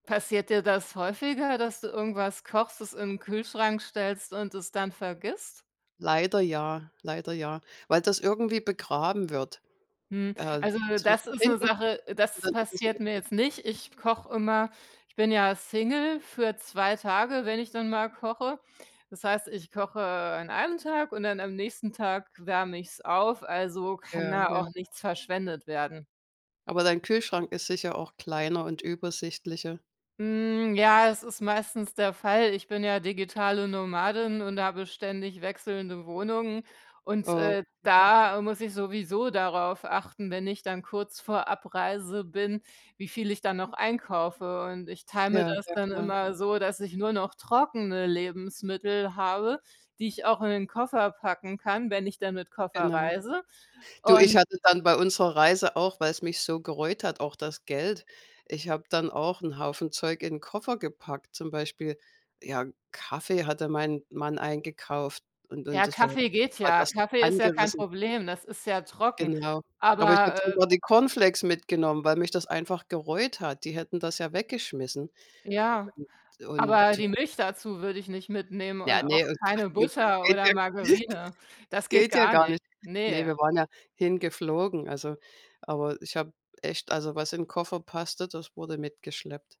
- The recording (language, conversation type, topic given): German, unstructured, Wie stehst du zur Lebensmittelverschwendung?
- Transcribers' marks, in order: tapping; other background noise; unintelligible speech; background speech; unintelligible speech; unintelligible speech; chuckle